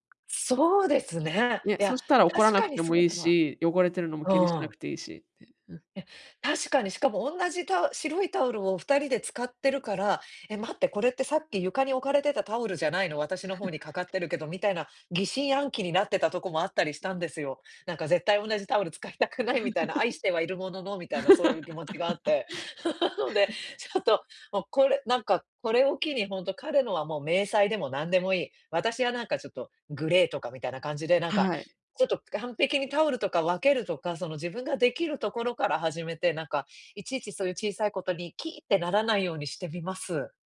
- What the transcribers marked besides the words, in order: tapping; laugh; laugh; laugh
- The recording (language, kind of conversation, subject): Japanese, advice, 感情の起伏が激しいとき、どうすれば落ち着けますか？